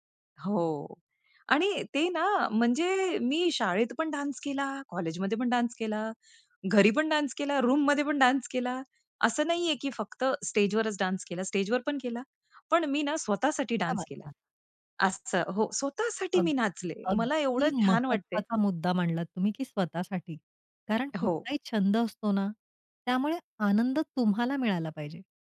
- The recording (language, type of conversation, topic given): Marathi, podcast, छंद पुन्हा सुरू करण्यासाठी तुम्ही कोणते छोटे पाऊल उचलाल?
- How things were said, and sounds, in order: in English: "डान्स"; in English: "डान्स"; in English: "डान्स"; in English: "रूममध्ये"; in English: "डान्स"; in English: "डान्स"; in Hindi: "क्या बात है!"; in English: "डान्स"; tapping